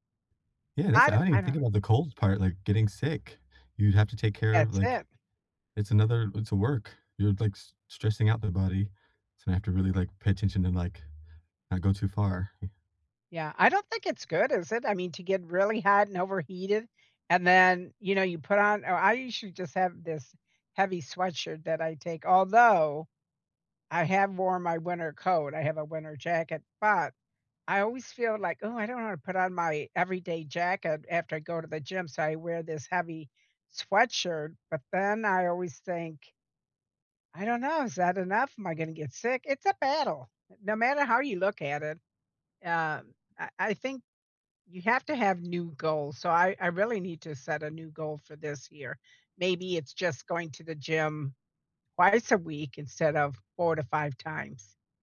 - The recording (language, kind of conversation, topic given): English, unstructured, What goal have you set that made you really happy?
- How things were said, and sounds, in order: stressed: "Although"; other background noise; tapping